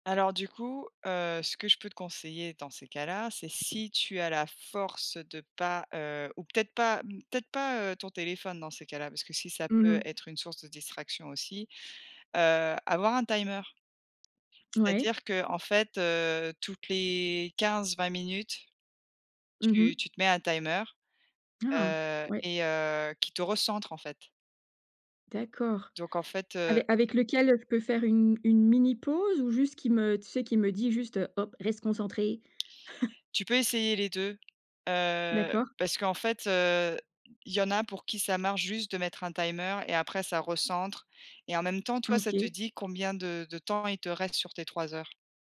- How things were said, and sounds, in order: stressed: "force"; in English: "timer"; in English: "timer"; chuckle; in English: "timer"; tapping
- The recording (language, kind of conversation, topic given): French, advice, Comment décririez-vous votre tendance au multitâche inefficace et votre perte de concentration ?